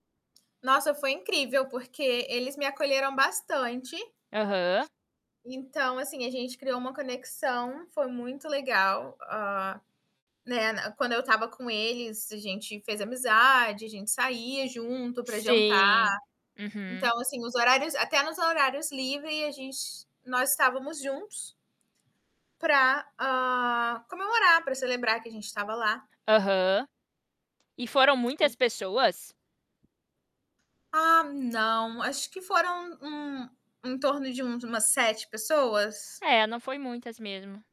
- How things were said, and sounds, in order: static; tapping; other background noise; unintelligible speech
- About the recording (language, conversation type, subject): Portuguese, podcast, Qual foi uma viagem inesquecível que você fez?